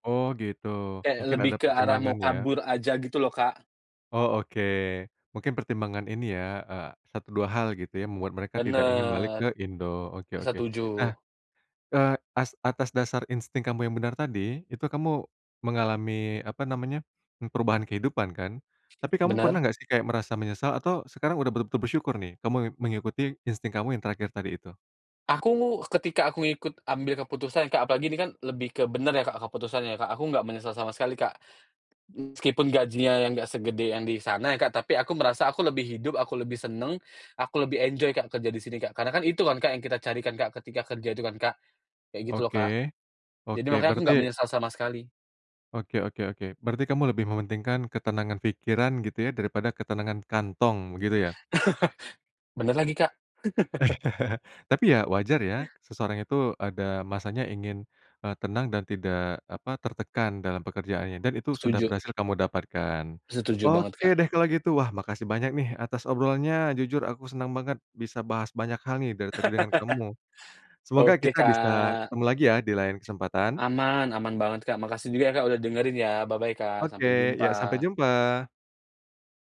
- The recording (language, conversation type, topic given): Indonesian, podcast, Apa tips sederhana agar kita lebih peka terhadap insting sendiri?
- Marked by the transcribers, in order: other background noise; in English: "enjoy"; laugh; chuckle; laugh; laugh; tapping; in English: "Bye-bye"